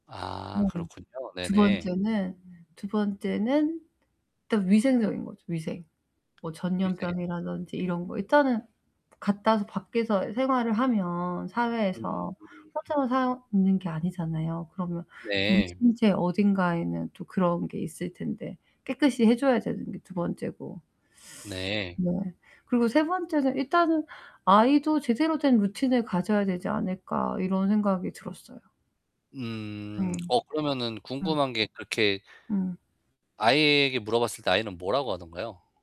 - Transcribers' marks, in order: distorted speech; other background noise; tapping
- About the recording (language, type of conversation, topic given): Korean, advice, 상대에게 상처를 주지 않으면서 비판을 어떻게 전하면 좋을까요?